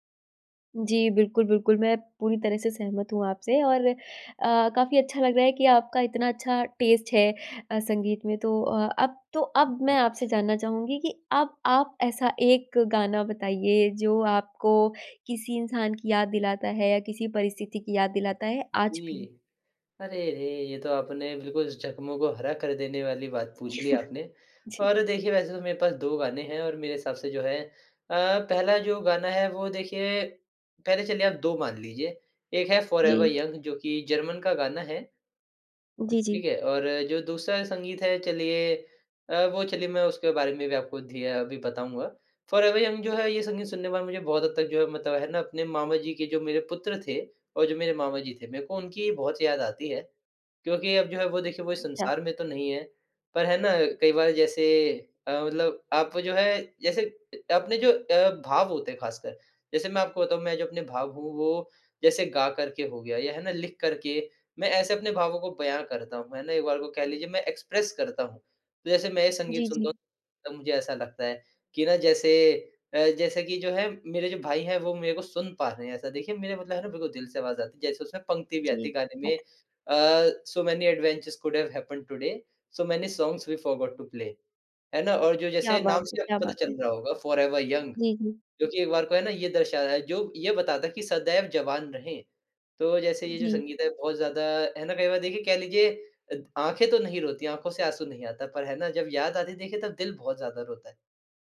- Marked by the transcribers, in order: in English: "टेस्ट"; unintelligible speech; chuckle; in English: "जर्मन"; in English: "एक्सप्रेस"
- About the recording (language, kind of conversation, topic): Hindi, podcast, कौन-सा गाना आपको किसी की याद दिलाता है?
- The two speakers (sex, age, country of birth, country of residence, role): female, 20-24, India, India, host; male, 20-24, India, India, guest